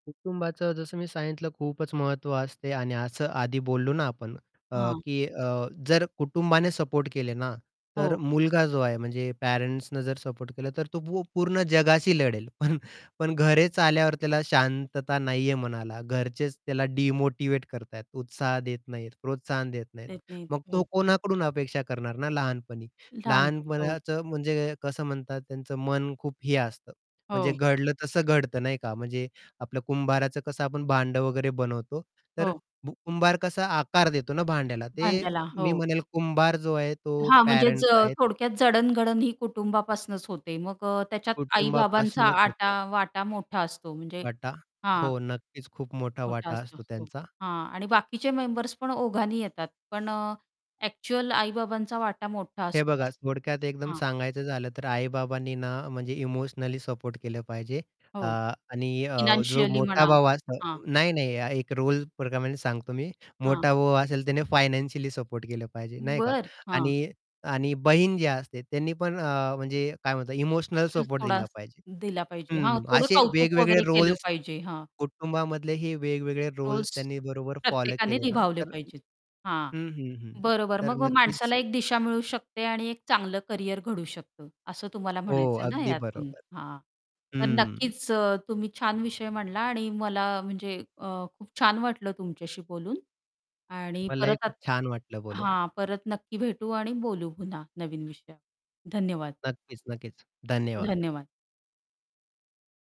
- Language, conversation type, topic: Marathi, podcast, तुमच्या अनुभवात करिअरची निवड करताना कुटुंबाची भूमिका कशी असते?
- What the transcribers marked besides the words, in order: static; other background noise; distorted speech; other noise; in English: "रोल्स"; in English: "रोल्स"